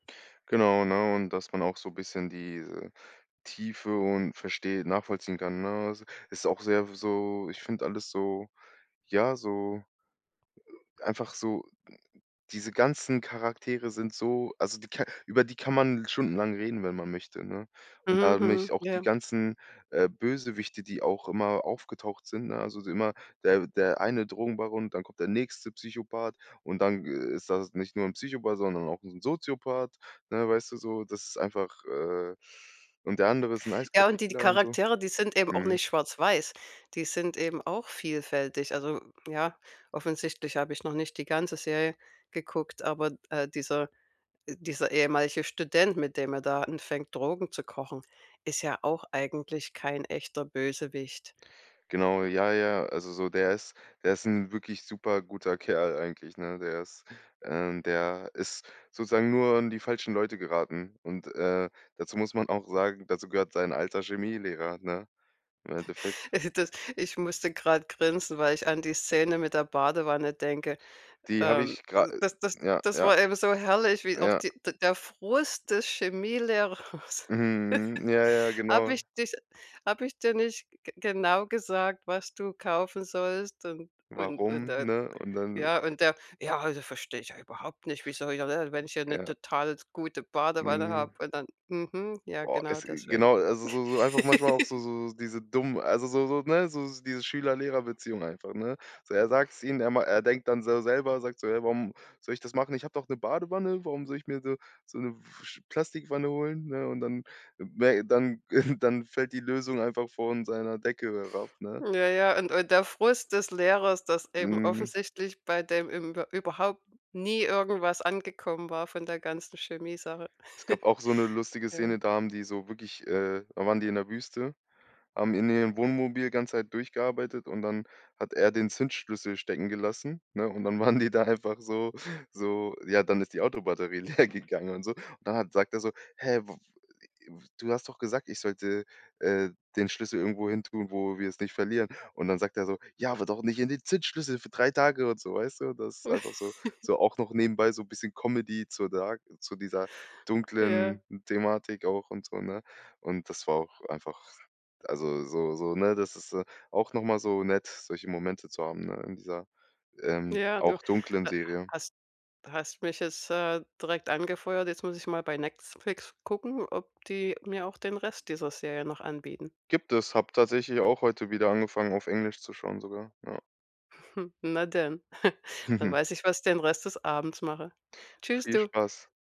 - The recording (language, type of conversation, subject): German, podcast, Welche Serie hat dich zuletzt richtig gepackt?
- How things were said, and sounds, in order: other noise; other background noise; snort; laughing while speaking: "Äh"; laughing while speaking: "Chemielehrers"; chuckle; put-on voice: "Ja, also, verstehe ich überhaupt nicht, wie soll hier"; tapping; laugh; chuckle; chuckle; laughing while speaking: "waren die da"; laughing while speaking: "leer gegangen"; unintelligible speech; chuckle; in English: "dark"; "Netflix" said as "Netzflix"; chuckle